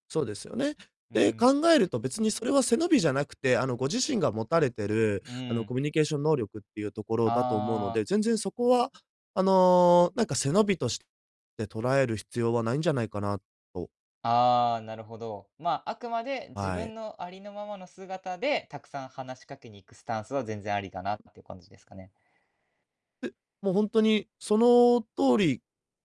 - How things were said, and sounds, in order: other background noise; in English: "スタンス"
- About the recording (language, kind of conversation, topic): Japanese, advice, SNSで見せる自分と実生活のギャップに疲れているのはなぜですか？